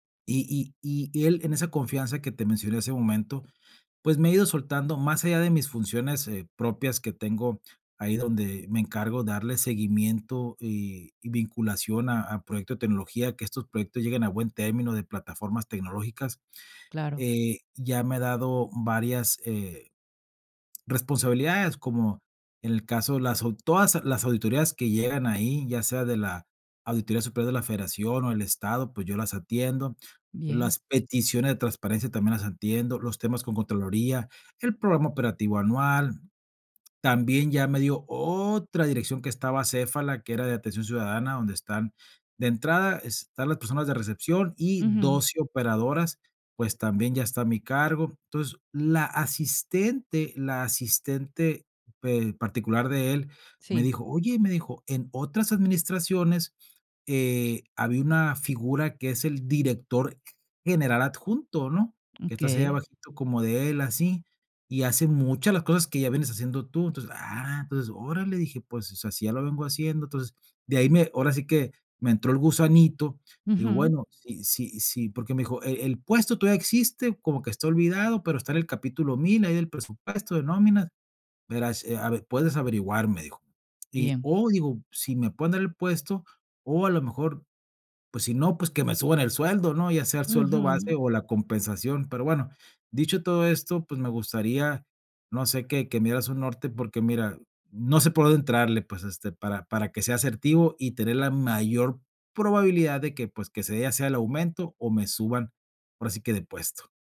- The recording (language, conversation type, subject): Spanish, advice, ¿Cómo puedo pedir un aumento o una promoción en el trabajo?
- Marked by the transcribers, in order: stressed: "otra"